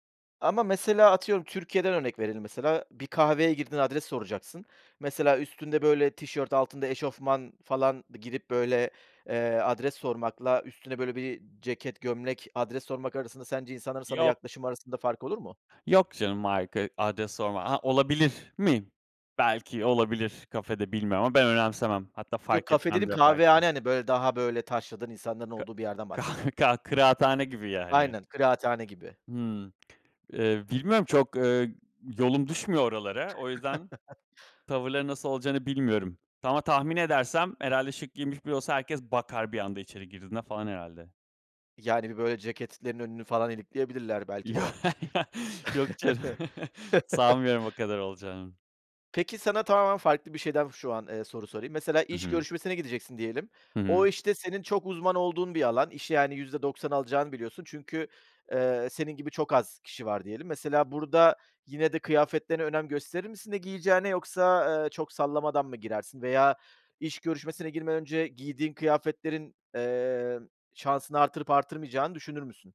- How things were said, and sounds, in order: tapping; unintelligible speech; laughing while speaking: "kah"; other background noise; chuckle; laughing while speaking: "Yo ya yok canım"; other noise; chuckle
- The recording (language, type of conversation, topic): Turkish, podcast, Kıyafetler özgüvenini nasıl etkiler sence?